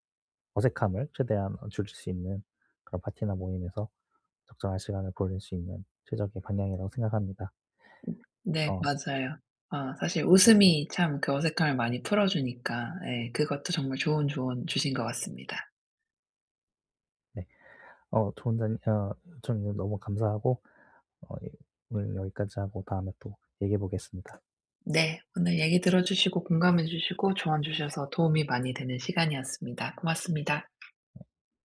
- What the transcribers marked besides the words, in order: swallow; tapping
- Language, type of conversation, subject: Korean, advice, 파티나 모임에서 어색함을 자주 느끼는데 어떻게 하면 자연스럽게 어울릴 수 있을까요?